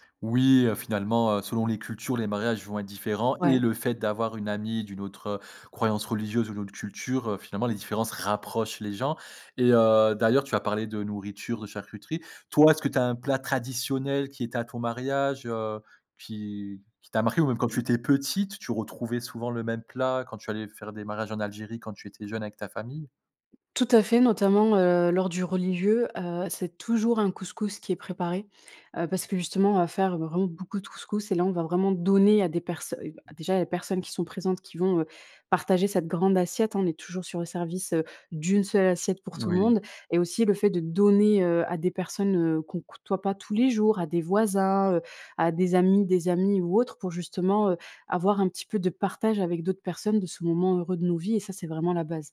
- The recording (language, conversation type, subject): French, podcast, Comment se déroule un mariage chez vous ?
- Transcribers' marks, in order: stressed: "et"; stressed: "rapprochent"; stressed: "toujours"; stressed: "donner"; stressed: "donner"